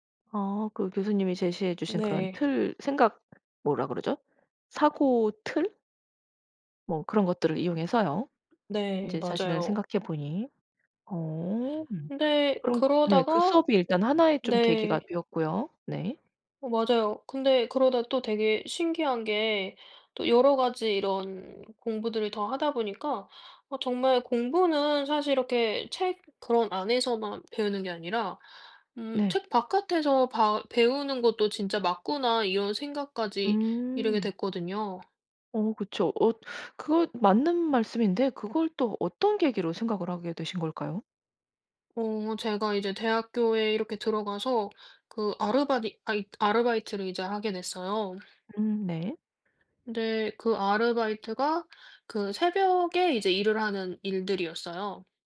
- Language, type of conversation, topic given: Korean, podcast, 자신의 공부 습관을 완전히 바꾸게 된 계기가 있으신가요?
- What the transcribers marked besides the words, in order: other background noise; tapping